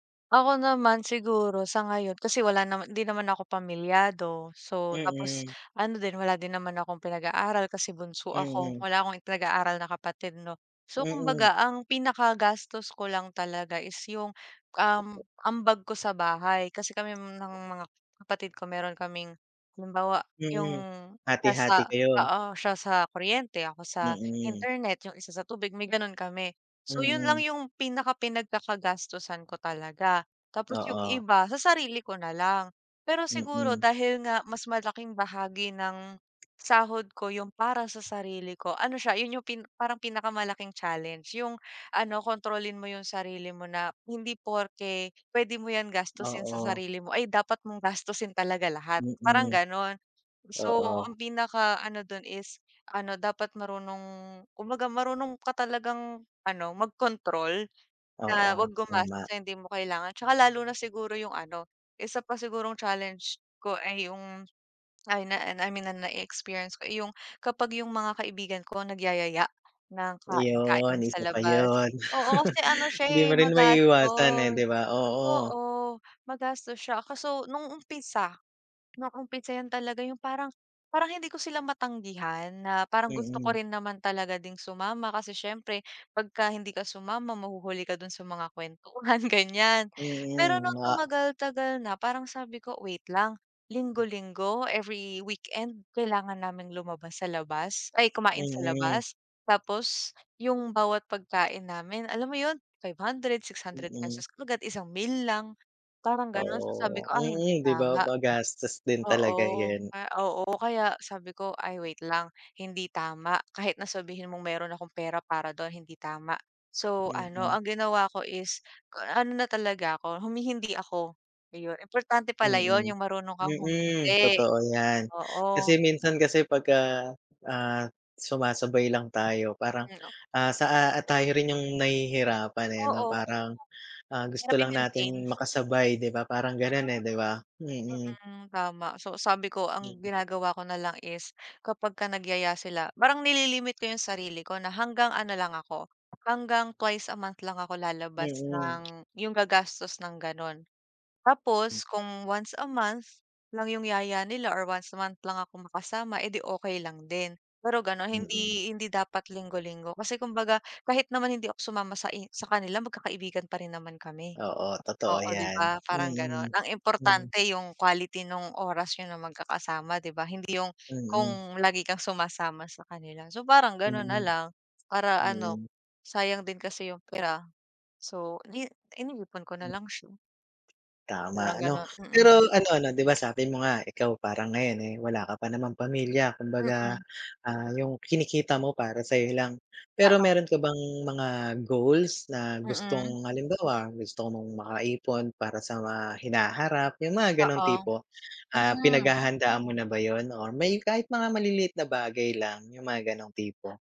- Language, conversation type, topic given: Filipino, unstructured, Ano ang paborito mong paraan ng pag-iipon?
- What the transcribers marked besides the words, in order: other background noise; tapping; chuckle; chuckle